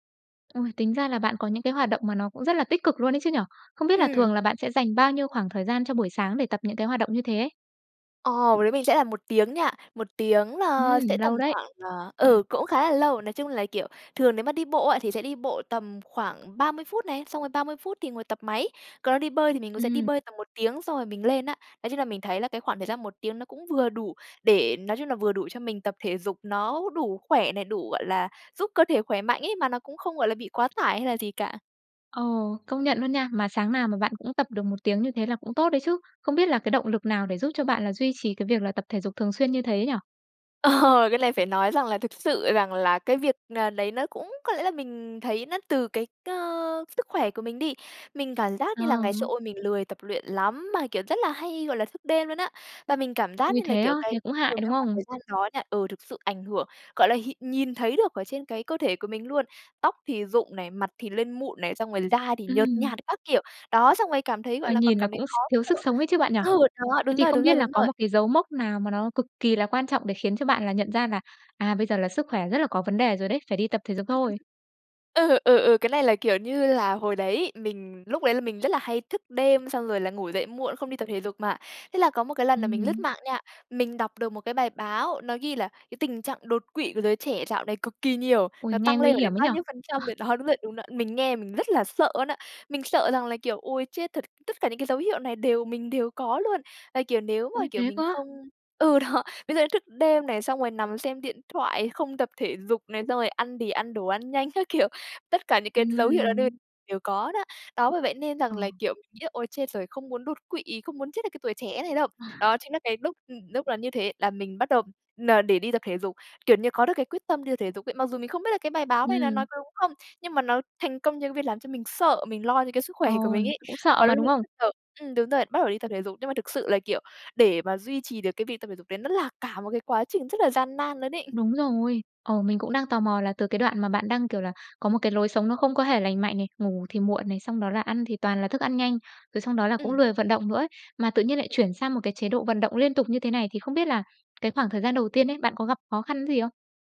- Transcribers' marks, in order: tapping; throat clearing; laughing while speaking: "Ờ"; "này" said as "lày"; other background noise; laughing while speaking: "Ừ"; laugh; laughing while speaking: "Ờ"; laughing while speaking: "đó"; laughing while speaking: "kiểu"; laugh; laughing while speaking: "khỏe"
- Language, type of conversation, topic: Vietnamese, podcast, Bạn duy trì việc tập thể dục thường xuyên bằng cách nào?